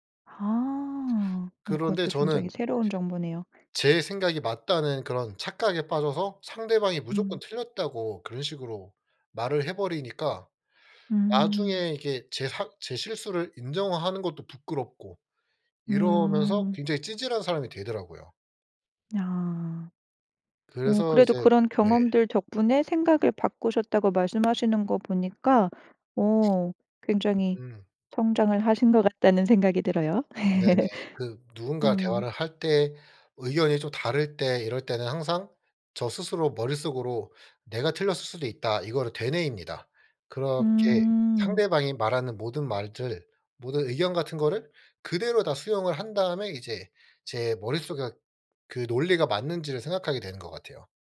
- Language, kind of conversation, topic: Korean, podcast, 피드백을 받을 때 보통 어떻게 반응하시나요?
- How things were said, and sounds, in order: other background noise; laugh; "머릿속에" said as "머리소곁"